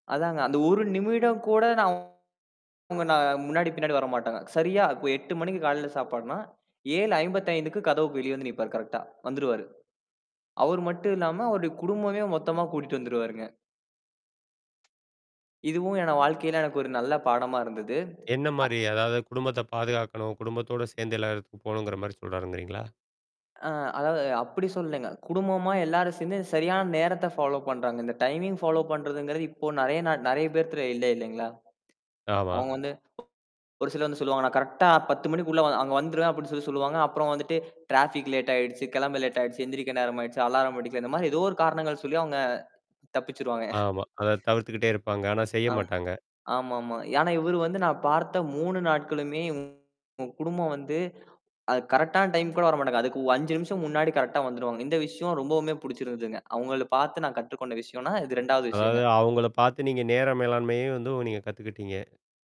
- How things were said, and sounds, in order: other background noise; mechanical hum; distorted speech; tapping; in English: "ஃபாலோப்"; in English: "டைமிங் ஃபாலோப்"; "பேர்க்கிட்ட" said as "பேத்துற"; laughing while speaking: "தப்பிச்சிருவாங்க"
- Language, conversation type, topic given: Tamil, podcast, அந்த நாட்டைச் சேர்ந்த ஒருவரிடமிருந்து நீங்கள் என்ன கற்றுக்கொண்டீர்கள்?